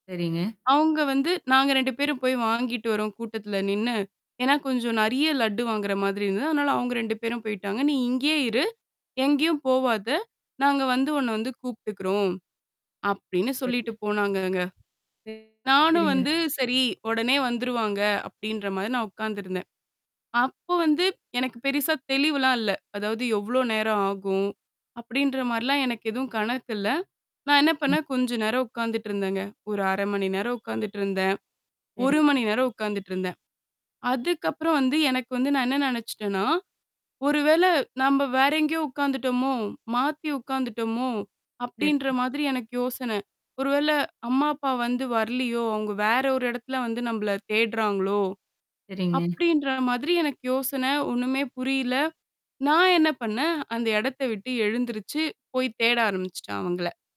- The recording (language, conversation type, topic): Tamil, podcast, மொழி தெரியாமல் நீங்கள் தொலைந்த அனுபவம் எப்போதாவது இருந்ததா?
- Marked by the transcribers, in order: tapping; other background noise; unintelligible speech; mechanical hum; "பெருசா" said as "பெரிசா"; horn; static; distorted speech